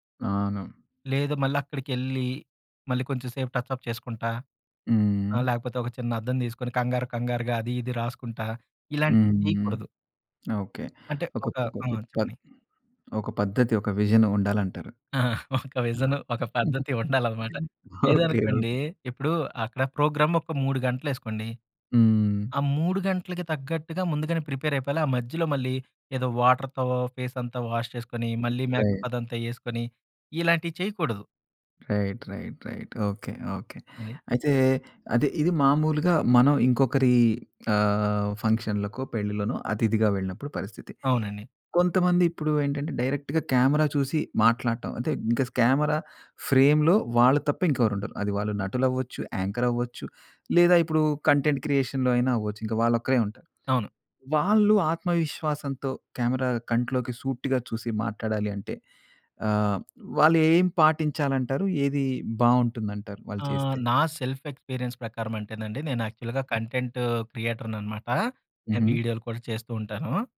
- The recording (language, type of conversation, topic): Telugu, podcast, కెమెరా ముందు ఆత్మవిశ్వాసంగా కనిపించేందుకు సులభమైన చిట్కాలు ఏమిటి?
- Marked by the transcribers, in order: in English: "టచ్ అప్"; tapping; in English: "విజన్"; giggle; in English: "విజన్"; giggle; in English: "ప్రోగ్రామ్"; other background noise; in English: "ప్రిపేర్"; in English: "వాటర్‌తో ఫేస్"; in English: "వాష్"; in English: "రైట్"; in English: "మేకప్"; in English: "రైట్, రైట్, రైట్"; in English: "డైరెక్ట్‌గా"; in English: "ఫ్రేమ్‌లో"; in English: "యాంకర్"; in English: "కంటెంట్ క్రియేషన్‌లో"; in English: "సెల్ఫ్ ఎక్స్పీరియన్స్"; in English: "యాక్చువల్‌గా కంటెంట్ క్రియేటర్‍ననమాట"; other noise